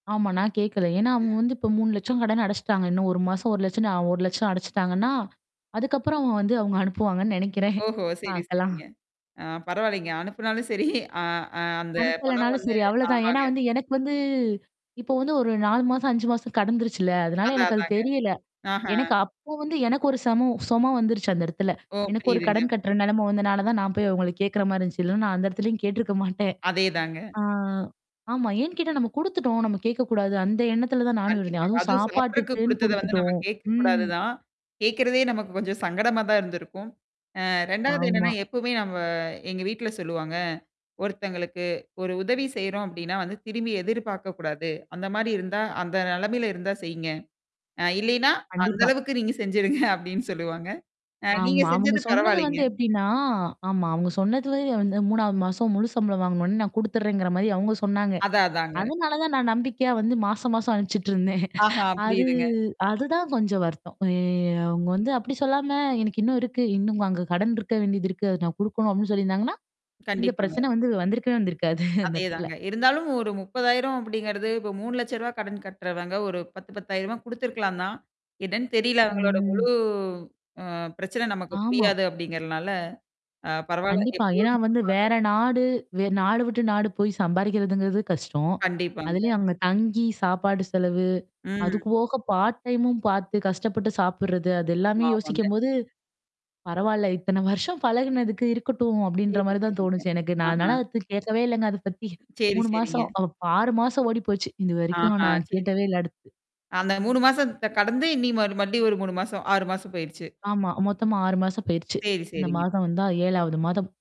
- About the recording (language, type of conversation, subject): Tamil, podcast, நம்பிக்கை இல்லாத நிலையிலேயே நீங்கள் உண்மையைச் சொன்ன அனுபவத்தைப் பகிர முடியுமா?
- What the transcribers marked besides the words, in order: tapping; other noise; unintelligible speech; static; laughing while speaking: "அவுங்க அனுப்புவாங்கன்னு நெனைக்கிறேன்"; laughing while speaking: "சரி"; distorted speech; chuckle; laughing while speaking: "செஞ்சுருங்க அப்பிடின்னு சொல்லுவாங்க"; other background noise; mechanical hum; laughing while speaking: "அனுப்பிச்சுட்டு இருந்தேன்"; drawn out: "அது"; drawn out: "ஏ"; laughing while speaking: "வந்திருக்காது அந்த இடத்துல"; unintelligible speech; in English: "பார்ட் டைமும்"; chuckle; "கேட்டதே" said as "கேட்டவே"